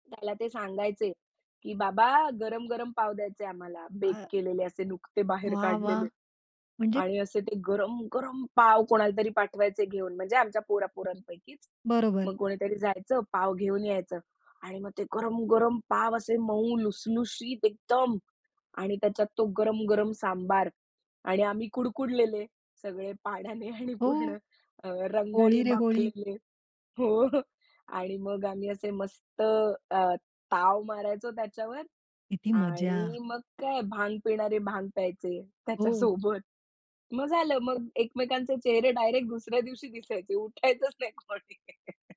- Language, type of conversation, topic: Marathi, podcast, अन्नामुळे आठवलेली तुमची एखादी खास कौटुंबिक आठवण सांगाल का?
- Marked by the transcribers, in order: other background noise; laughing while speaking: "पाण्याने आणि पूर्ण"; laughing while speaking: "हो"; laughing while speaking: "त्याच्यासोबत"; laughing while speaking: "उठायचंच नाही कोणी"; laugh